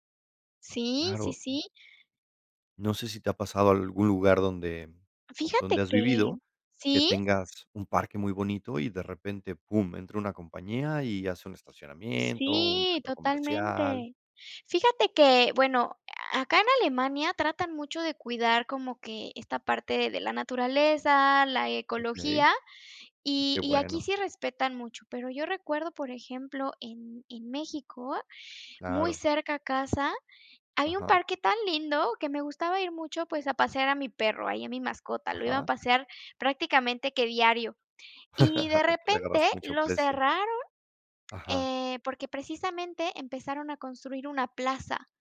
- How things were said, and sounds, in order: laugh
- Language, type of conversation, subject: Spanish, unstructured, ¿Por qué debemos respetar las áreas naturales cercanas?